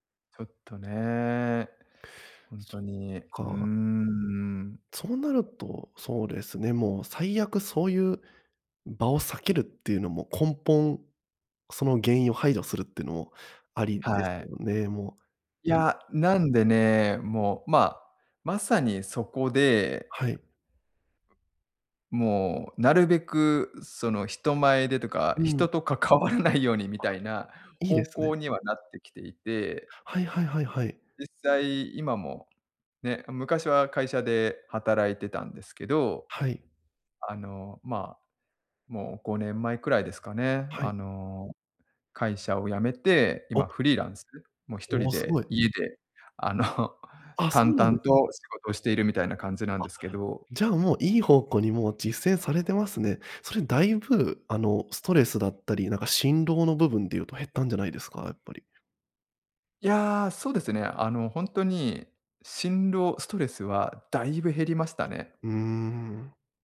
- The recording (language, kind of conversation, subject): Japanese, advice, プレゼンや面接など人前で極度に緊張してしまうのはどうすれば改善できますか？
- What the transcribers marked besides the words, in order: unintelligible speech; unintelligible speech; laughing while speaking: "関わらないように"; laughing while speaking: "あの"